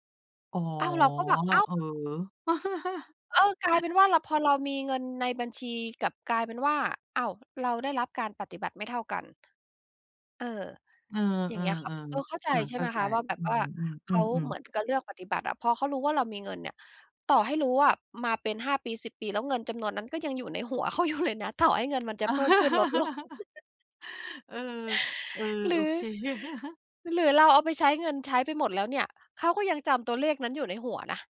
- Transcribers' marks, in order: chuckle; tapping; laughing while speaking: "เขาอยู่"; chuckle; chuckle
- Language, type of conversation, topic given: Thai, advice, จะเริ่มคุยเรื่องการเงินกับคนในครอบครัวยังไงดีเมื่อฉันรู้สึกกังวลมาก?